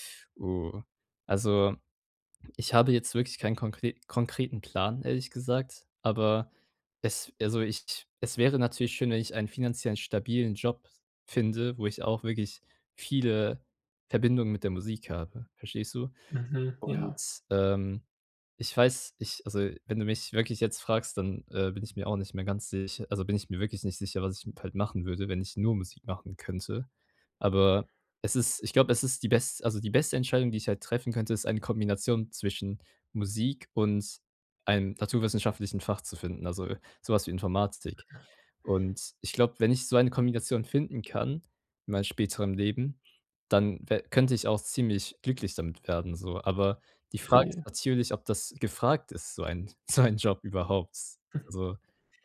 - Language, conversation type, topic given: German, advice, Wie kann ich klare Prioritäten zwischen meinen persönlichen und beruflichen Zielen setzen?
- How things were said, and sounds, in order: other background noise; laughing while speaking: "so ein"; cough